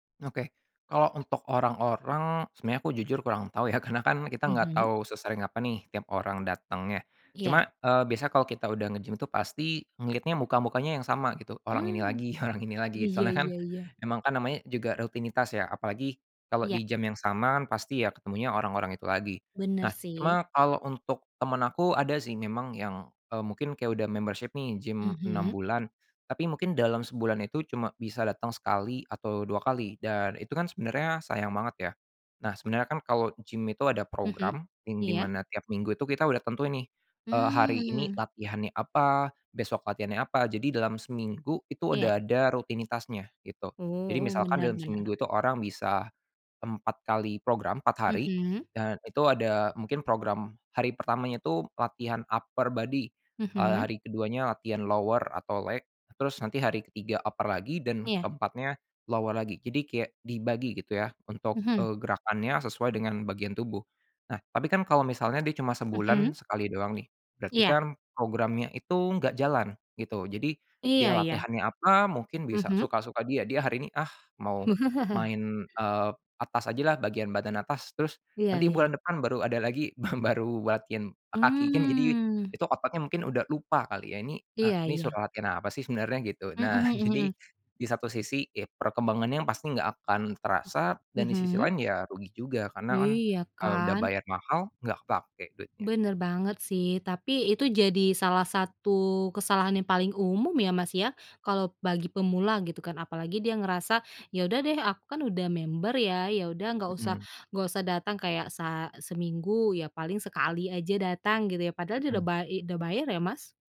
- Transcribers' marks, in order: laughing while speaking: "ya"; other background noise; tapping; laughing while speaking: "lagi"; in English: "upper body"; in English: "lower"; in English: "leg"; in English: "upper"; in English: "lower"; chuckle; laughing while speaking: "ba baru"; laughing while speaking: "jadi"
- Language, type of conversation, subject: Indonesian, podcast, Jika harus memberi saran kepada pemula, sebaiknya mulai dari mana?